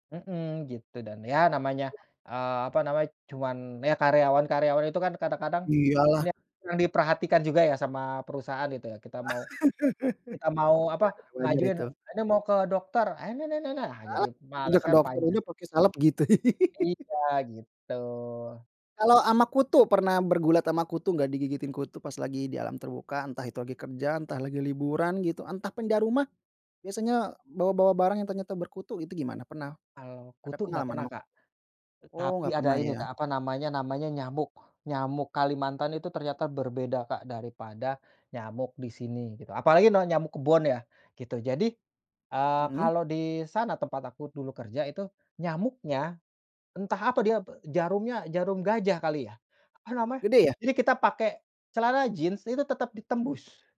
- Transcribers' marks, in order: other background noise; laugh; other noise; "tinggal" said as "tunjak"; laugh
- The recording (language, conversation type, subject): Indonesian, podcast, Bagaimana cara menangani gigitan serangga saat berada di alam terbuka?